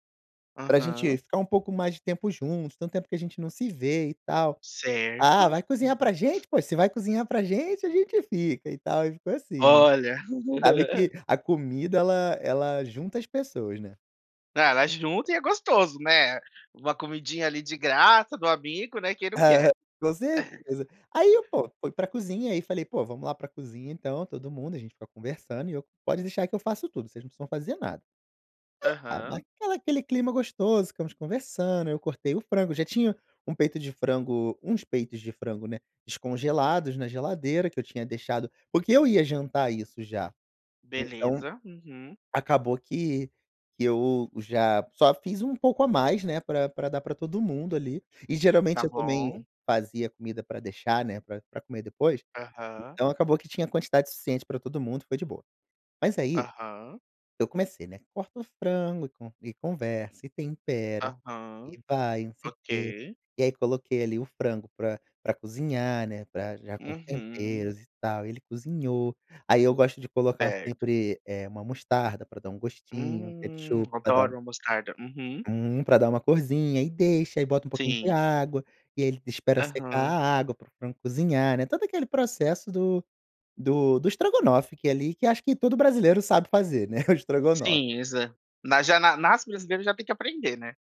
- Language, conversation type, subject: Portuguese, podcast, Qual erro culinário virou uma descoberta saborosa para você?
- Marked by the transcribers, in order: chuckle; chuckle; chuckle; chuckle